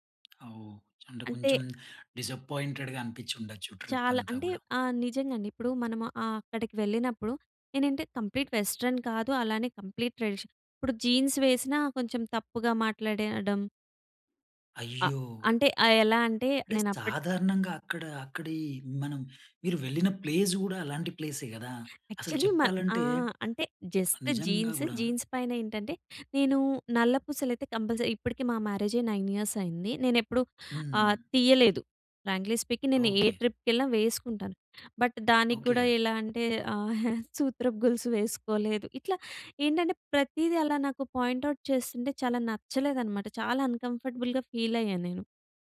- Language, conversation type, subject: Telugu, podcast, ప్రయాణం వల్ల మీ దృష్టికోణం మారిపోయిన ఒక సంఘటనను చెప్పగలరా?
- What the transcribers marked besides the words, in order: other background noise; in English: "డిసప్పాయింటెడ్‌గా"; in English: "ట్రిప్"; in English: "కంప్లీట్ వెస్టర్న్"; in English: "కంప్లీట్ ట్రెడిషన్"; other noise; in English: "ప్లేస్"; in English: "యాక్చువల్లీ"; in English: "ప్లేసే"; in English: "జస్ట్"; in English: "కంపల్సరీ"; in English: "మ్యారేజ్ నైన్ ఇయర్స్"; in English: "ఫ్రాంక్లీ స్పీకింగ్"; in English: "బట్"; chuckle; in English: "పాయింట్ అవుట్"; in English: "అన్‌కంఫర్టబుల్ ఫీల్"